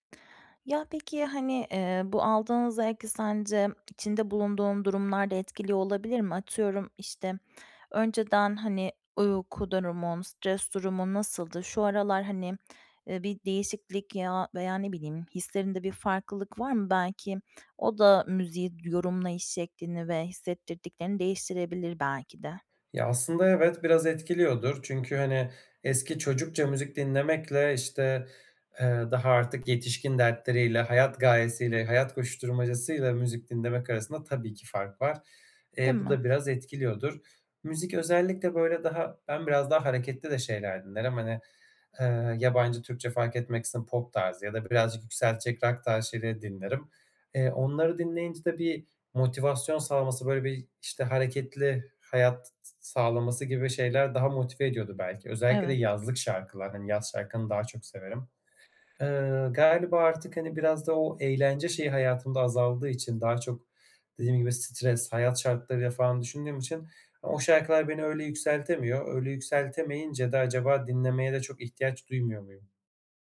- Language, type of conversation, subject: Turkish, advice, Eskisi gibi film veya müzikten neden keyif alamıyorum?
- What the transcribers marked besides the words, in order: other background noise; tapping